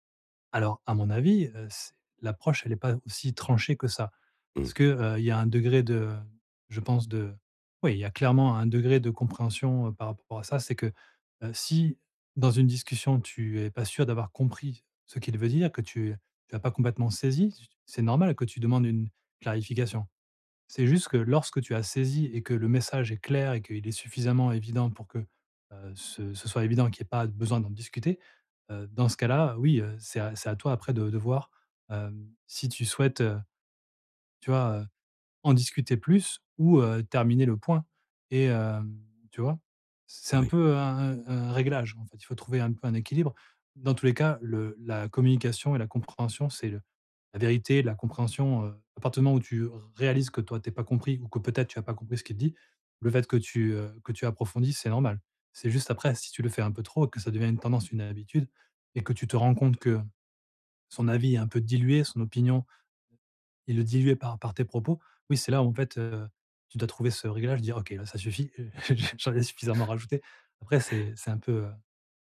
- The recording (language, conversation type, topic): French, advice, Comment puis-je m’assurer que l’autre se sent vraiment entendu ?
- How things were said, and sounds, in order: other background noise; laughing while speaking: "j'en ai suffisamment rajouté"; chuckle